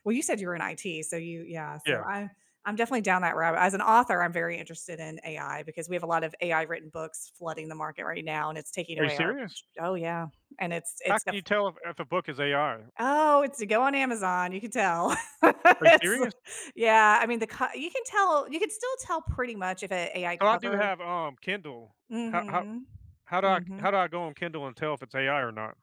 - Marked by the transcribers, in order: laugh; laughing while speaking: "It's"
- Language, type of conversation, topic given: English, unstructured, What recent news story worried you?